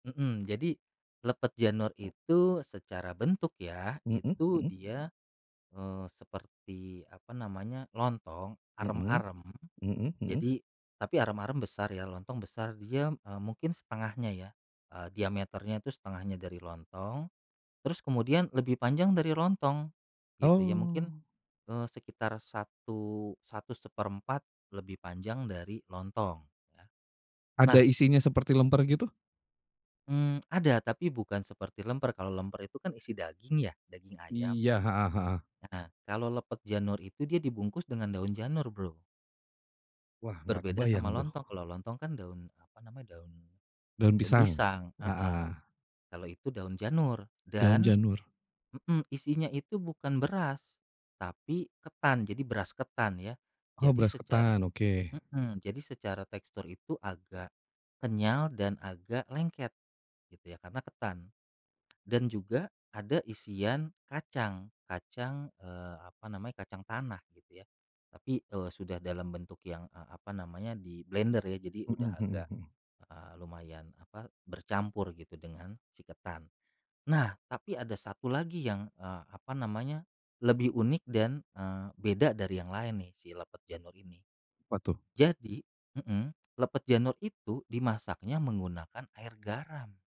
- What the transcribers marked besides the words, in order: tapping
- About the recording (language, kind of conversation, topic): Indonesian, podcast, Bisakah kamu ceritakan satu tradisi keluarga yang paling berkesan buat kamu?